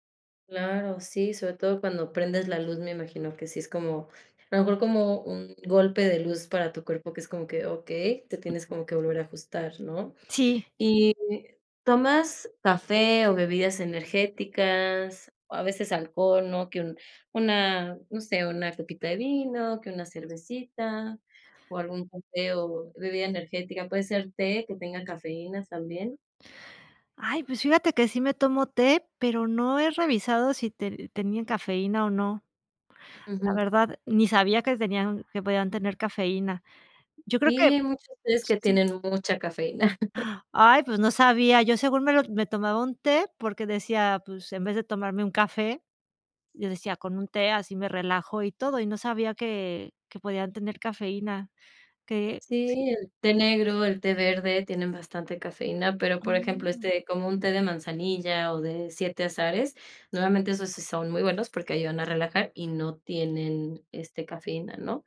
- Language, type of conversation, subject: Spanish, advice, ¿Por qué me despierto cansado aunque duermo muchas horas?
- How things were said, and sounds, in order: tapping; chuckle